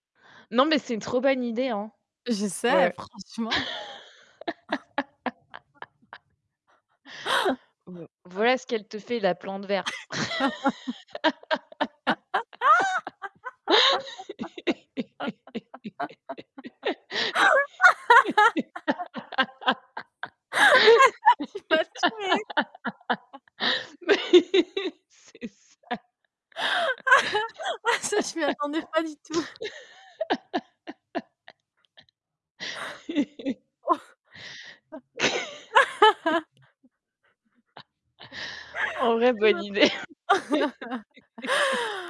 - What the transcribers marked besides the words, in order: static; laugh; giggle; giggle; laughing while speaking: "Tu m'as tuée"; chuckle; other background noise; chuckle; laughing while speaking: "Ah, ça je m'y attendais pas du tout"; laugh; laughing while speaking: "Mais, c'est ça"; laugh; chuckle; chuckle; laughing while speaking: "idée"; laugh
- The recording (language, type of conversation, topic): French, unstructured, Quel aspect de votre vie aimeriez-vous simplifier pour gagner en sérénité ?